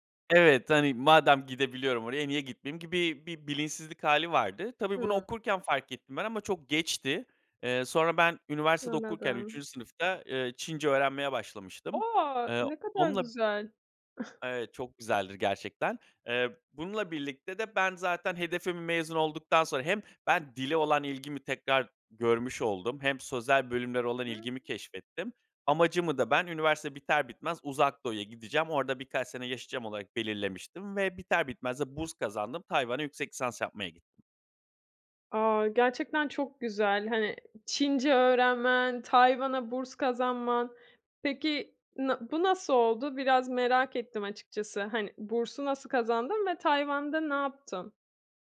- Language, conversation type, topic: Turkish, podcast, Bu iş hayatını nasıl etkiledi ve neleri değiştirdi?
- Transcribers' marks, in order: other background noise; drawn out: "A!"; surprised: "A!"; chuckle